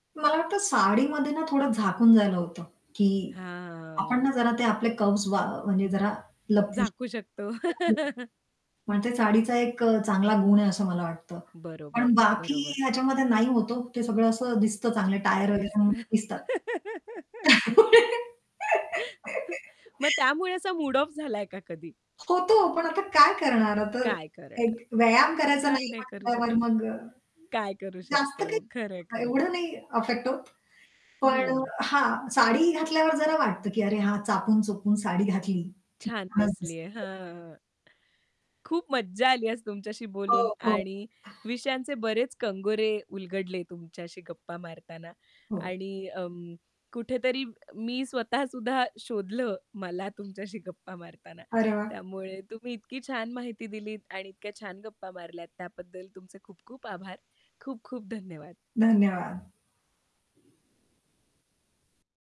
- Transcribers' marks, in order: static; other background noise; tapping; distorted speech; unintelligible speech; chuckle; laugh; chuckle; unintelligible speech; laugh; laughing while speaking: "मला तुमच्याशी गप्पा मारताना"
- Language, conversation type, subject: Marathi, podcast, कपड्यांमुळे तुमचा मूड बदलतो का?